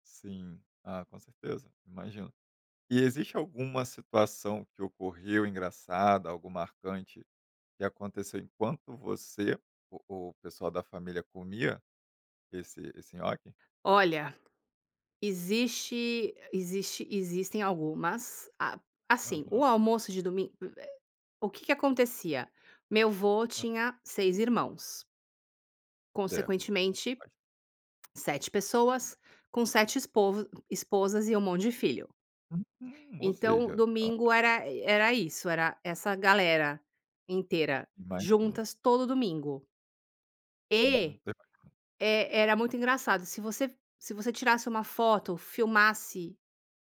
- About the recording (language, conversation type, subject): Portuguese, podcast, Que comida te lembra a infância e te faz sentir em casa?
- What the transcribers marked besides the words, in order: tapping